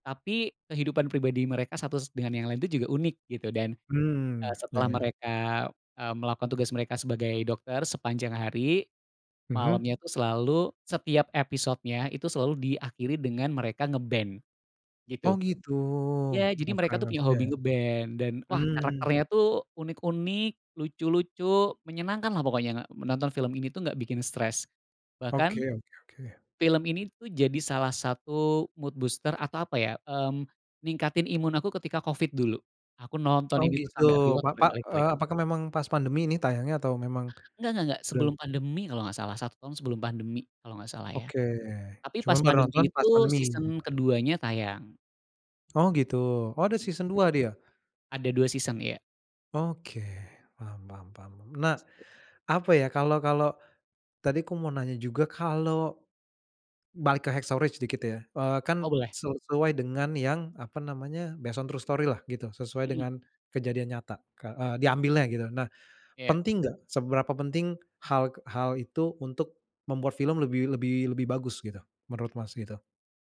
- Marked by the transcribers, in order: unintelligible speech; in English: "mood booster"; in English: "rewatch"; in English: "season"; in English: "season"; other background noise; tapping; in English: "season"; in English: "based on true story-lah"
- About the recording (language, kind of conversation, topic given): Indonesian, podcast, Film atau serial apa yang selalu kamu rekomendasikan, dan kenapa?